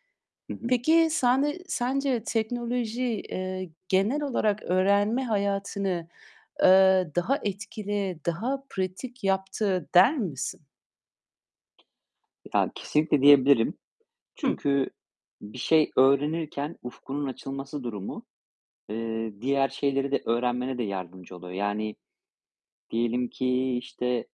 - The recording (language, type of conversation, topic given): Turkish, podcast, Teknoloji sence öğrenme biçimlerimizi nasıl değiştirdi?
- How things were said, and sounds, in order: other background noise; tapping